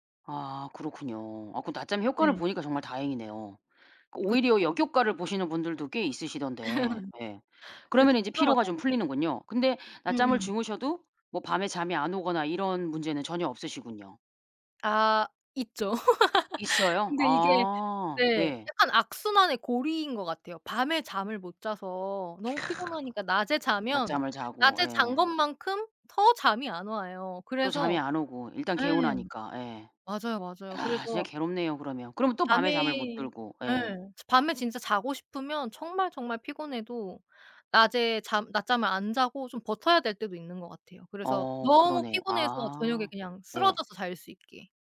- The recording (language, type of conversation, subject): Korean, podcast, 잠을 잘 자려면 평소에 어떤 습관을 지키시나요?
- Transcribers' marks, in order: laugh; unintelligible speech; other background noise; laugh; other noise